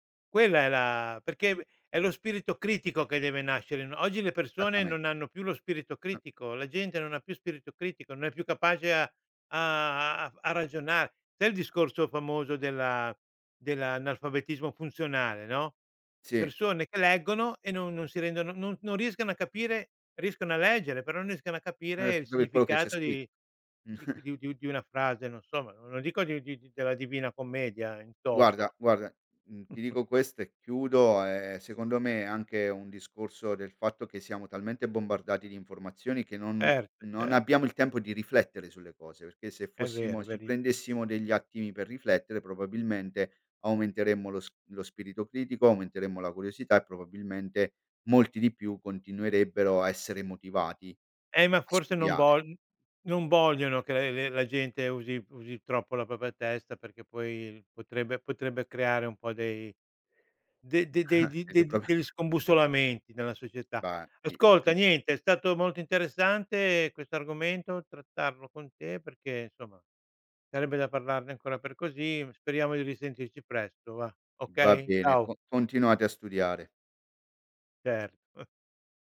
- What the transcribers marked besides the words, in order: "Esattame" said as "sattame"; unintelligible speech; chuckle; chuckle; "propria" said as "propia"; chuckle; unintelligible speech; "insomma" said as "nsoma"; tapping; chuckle
- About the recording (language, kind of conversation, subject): Italian, podcast, Cosa ti motiva a continuare a studiare?